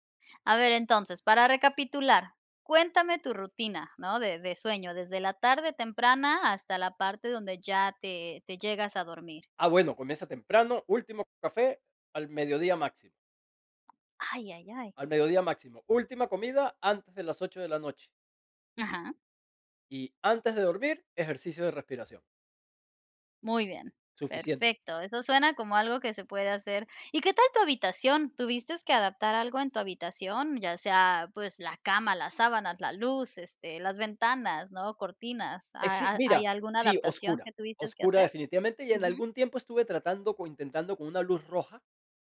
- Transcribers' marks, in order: tapping; "Tuviste" said as "tuvistes"
- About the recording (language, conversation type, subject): Spanish, podcast, ¿Qué trucos tienes para dormir mejor?